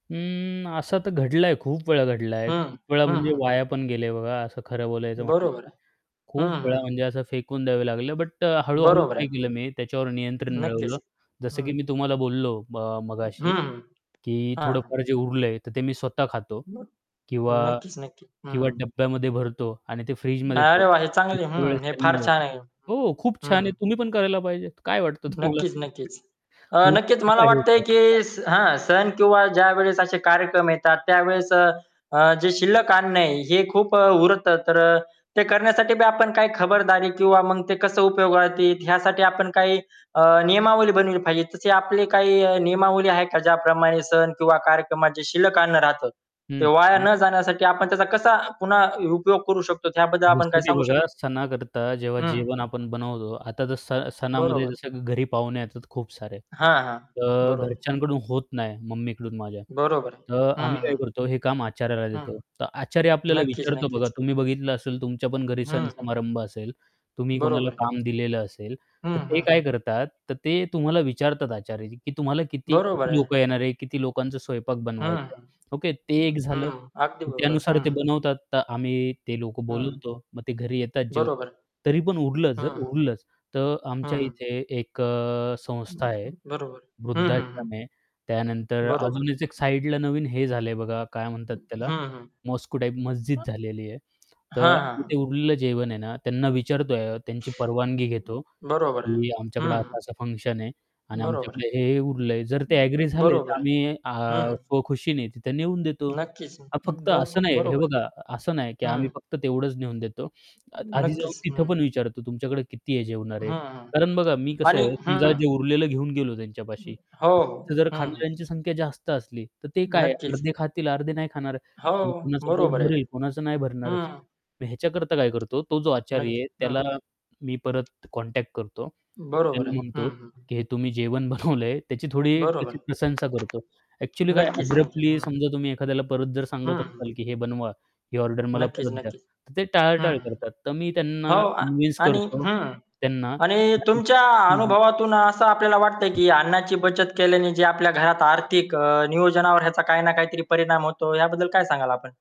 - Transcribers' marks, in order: static; other background noise; tapping; distorted speech; laughing while speaking: "तुम्हाला?"; chuckle; unintelligible speech; other noise; in English: "मॉस्क्यु"; in English: "फंक्शन"; in English: "कॉन्टॅक्ट"; laughing while speaking: "बनवलंय"; unintelligible speech; in English: "अब्रप्टली"; "असाल" said as "असताल"; in English: "कन्विन्स"; unintelligible speech
- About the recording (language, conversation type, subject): Marathi, podcast, अन्न वाया जाणं टाळण्यासाठी तुम्ही कोणते उपाय करता?